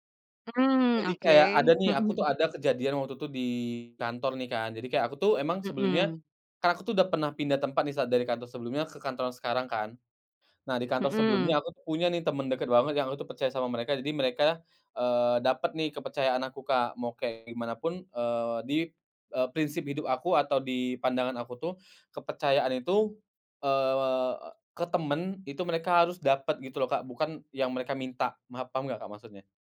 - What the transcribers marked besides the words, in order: none
- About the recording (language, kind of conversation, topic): Indonesian, podcast, Bisakah kamu menceritakan pengalaman saat kamu benar-benar merasa didengarkan?